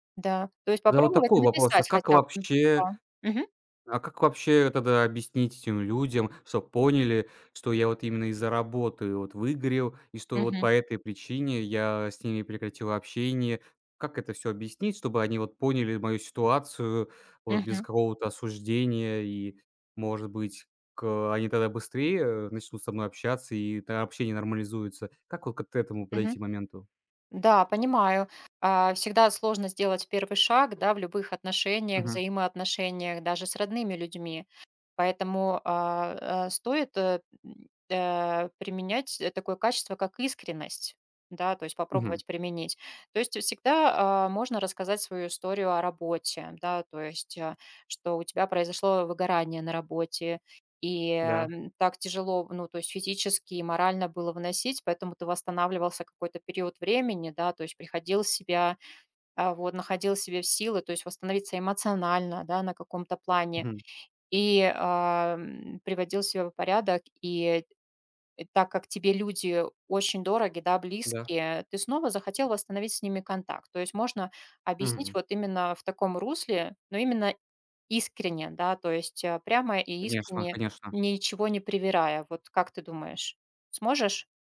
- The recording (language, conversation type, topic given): Russian, advice, Почему из‑за выгорания я изолируюсь и избегаю социальных контактов?
- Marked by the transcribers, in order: other background noise; tapping; other noise